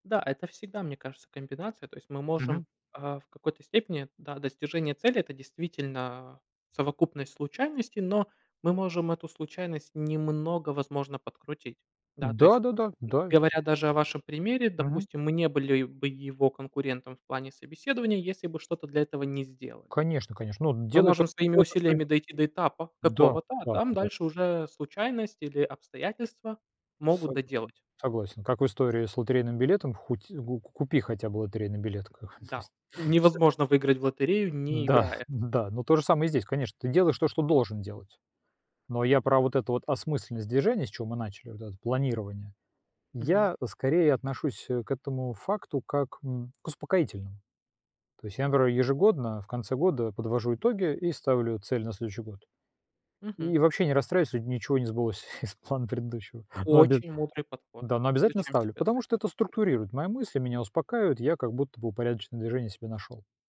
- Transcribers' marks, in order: other background noise; laughing while speaking: "то есть"; laughing while speaking: "Да, н-да"; laughing while speaking: "из плана предыдущего"; unintelligible speech
- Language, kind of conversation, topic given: Russian, unstructured, Что мешает людям достигать своих целей?